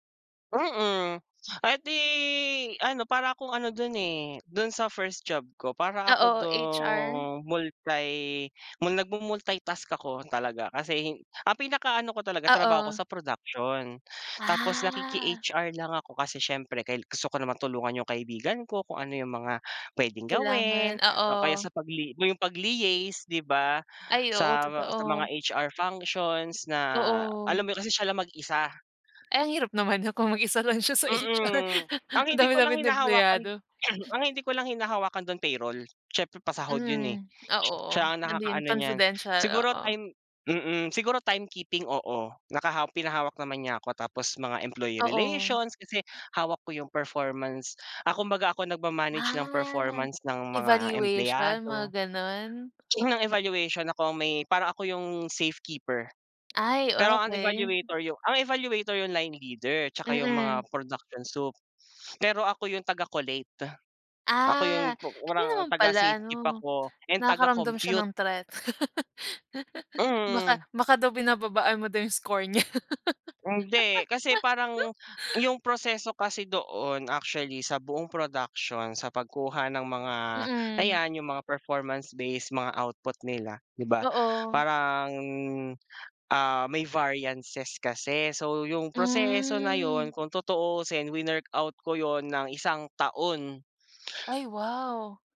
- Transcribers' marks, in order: other background noise; tapping; laughing while speaking: "HR"; throat clearing; laugh; laugh; drawn out: "parang"
- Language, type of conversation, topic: Filipino, unstructured, Ano ang masasabi mo tungkol sa mga patakaran sa trabaho na nakakasama sa kalusugan ng isip ng mga empleyado?